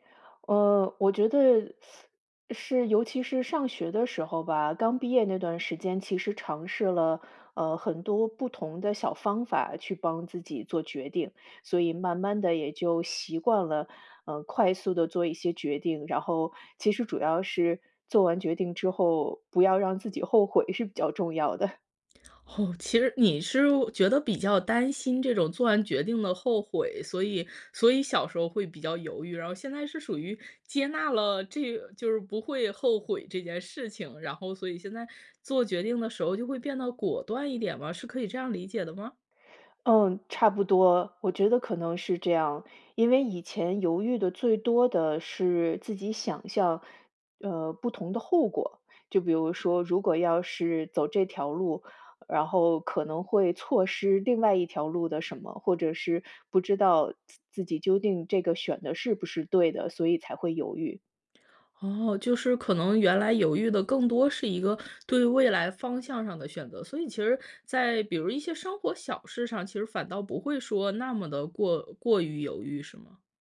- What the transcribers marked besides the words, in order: teeth sucking; chuckle; lip smack; teeth sucking
- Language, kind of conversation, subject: Chinese, podcast, 你有什么办法能帮自己更快下决心、不再犹豫吗？